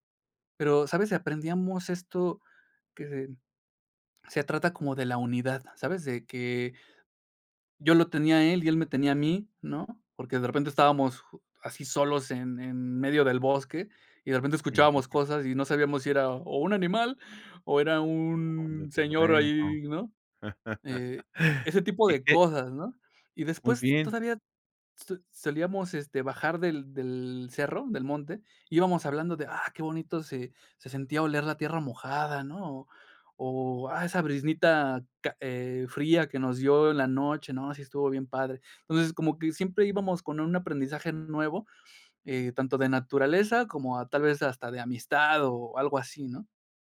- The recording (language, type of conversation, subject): Spanish, podcast, ¿De qué manera la soledad en la naturaleza te inspira?
- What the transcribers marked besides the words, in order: other background noise; chuckle